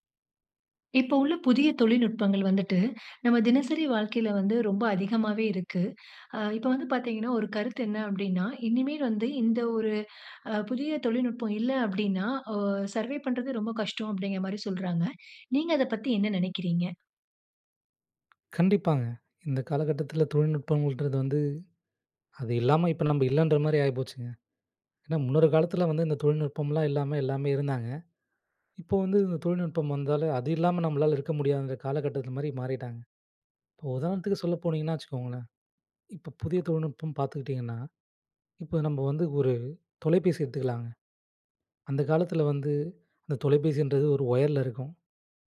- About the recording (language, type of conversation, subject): Tamil, podcast, புதிய தொழில்நுட்பங்கள் உங்கள் தினசரி வாழ்வை எப்படி மாற்றின?
- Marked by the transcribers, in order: in English: "சர்வைவ்"; in English: "ஒயர்ல"